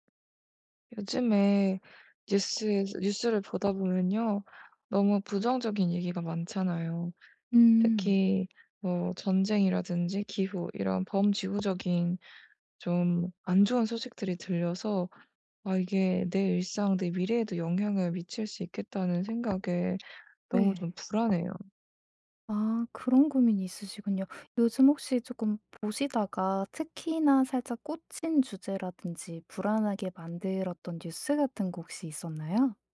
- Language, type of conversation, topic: Korean, advice, 정보 과부하와 불확실성에 대한 걱정
- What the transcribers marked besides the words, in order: tapping; other background noise